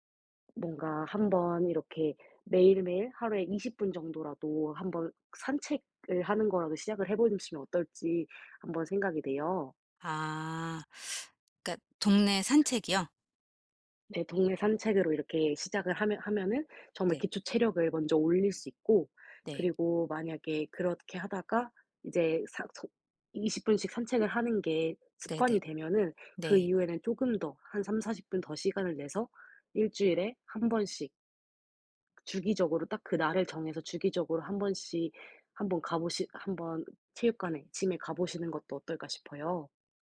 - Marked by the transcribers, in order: teeth sucking; other background noise; tapping; in English: "짐에"
- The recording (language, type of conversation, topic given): Korean, advice, 요즘 시간이 부족해서 좋아하는 취미를 계속하기가 어려운데, 어떻게 하면 꾸준히 유지할 수 있을까요?